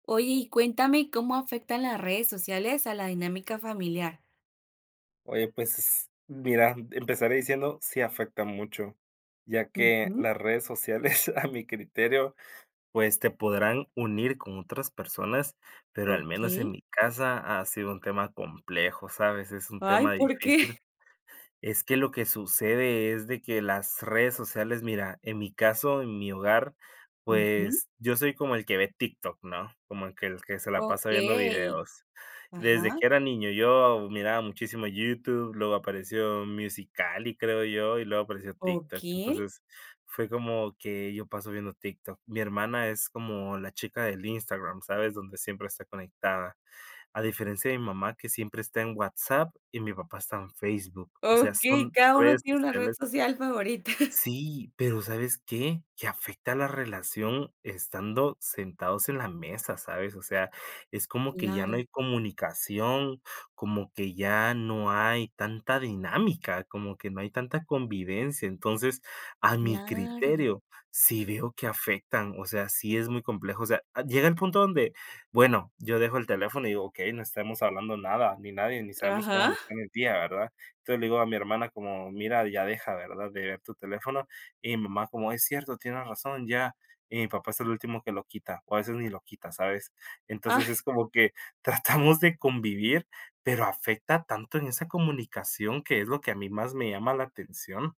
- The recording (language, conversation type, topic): Spanish, podcast, ¿Cómo afectan las redes sociales a la dinámica familiar?
- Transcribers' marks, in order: chuckle; chuckle